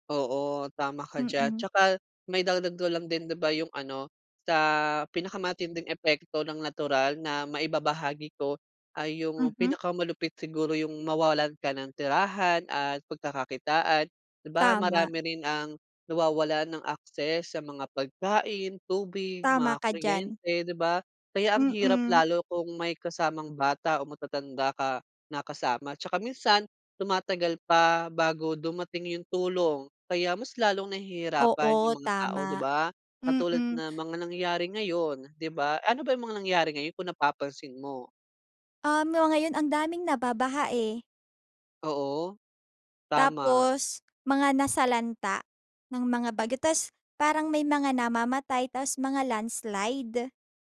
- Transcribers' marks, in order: "maidagdag" said as "maidadag"; tapping; in English: "access"
- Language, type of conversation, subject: Filipino, unstructured, Paano mo tinitingnan ang mga epekto ng mga likás na kalamidad?